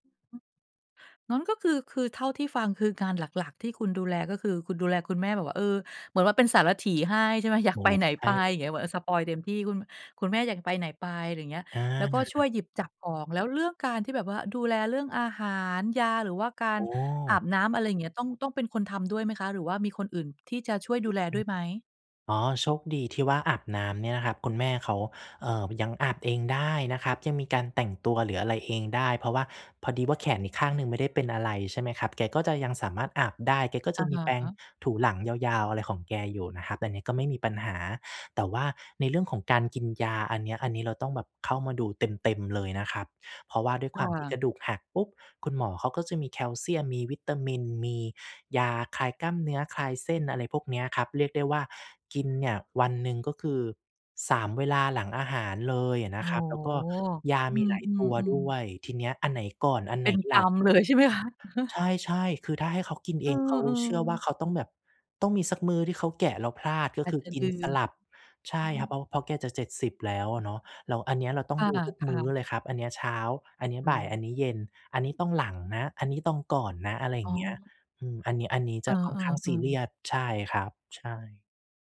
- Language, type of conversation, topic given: Thai, advice, คุณกำลังดูแลผู้สูงอายุหรือคนป่วยจนไม่มีเวลาส่วนตัวใช่ไหม?
- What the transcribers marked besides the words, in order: other background noise; tapping; drawn out: "โอ้โฮ"; laughing while speaking: "เลย ใช่ไหมคะ"